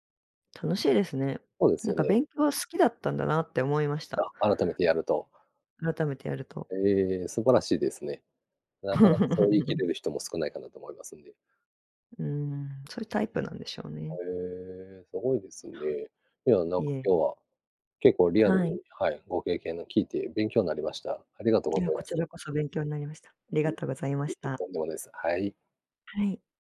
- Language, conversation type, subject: Japanese, unstructured, 仕事で一番嬉しかった経験は何ですか？
- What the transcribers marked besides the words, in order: laugh; other background noise; unintelligible speech